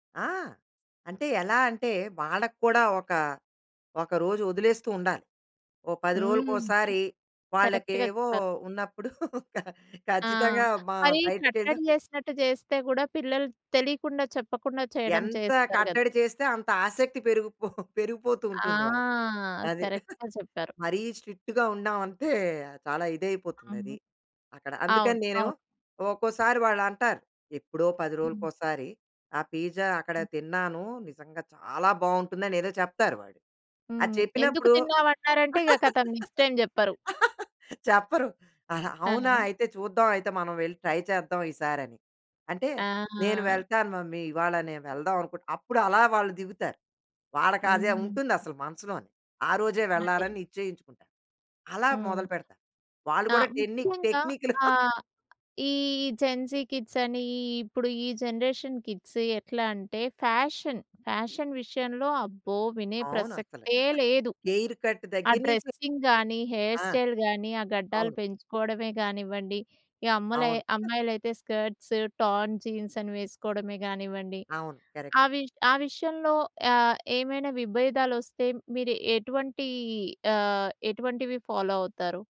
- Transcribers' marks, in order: in English: "కరెక్ట్‌గా"; laugh; chuckle; in English: "కరెక్ట్‌గా"; chuckle; in English: "స్ట్రిక్ట్‌గా"; laugh; in English: "నెక్స్ట్ టైమ్"; in English: "ట్రై"; in English: "మమ్మీ"; in English: "జెన్‌జీ కిడ్స్"; chuckle; in English: "జనరేషన్ కిడ్స్"; in English: "ఫ్యాషన్, ఫ్యాషన్"; in English: "డ్రెస్సింగ్"; chuckle; in English: "హెయిర్ కట్"; in English: "హెయిర్ స్టైల్"; other noise; in English: "స్కర్ట్స్, టార్న్ జీన్స్"; in English: "కరెక్ట్"; in English: "ఫాలో"
- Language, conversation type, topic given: Telugu, podcast, మీ కుటుంబంలో తరాల మధ్య వచ్చే విభేదాలను మీరు ఎలా పరిష్కరిస్తారు?